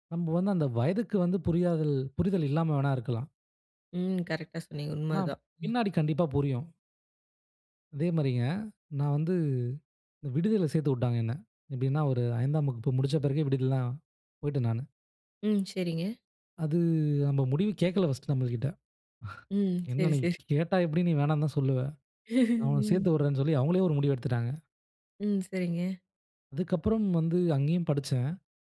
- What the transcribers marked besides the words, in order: "புரிதல்-" said as "புரியாதல்"; drawn out: "அது"; chuckle; laughing while speaking: "ஹ்ஹம் ம்"
- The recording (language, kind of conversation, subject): Tamil, podcast, குடும்பம் உங்கள் முடிவுக்கு எப்படி பதிலளித்தது?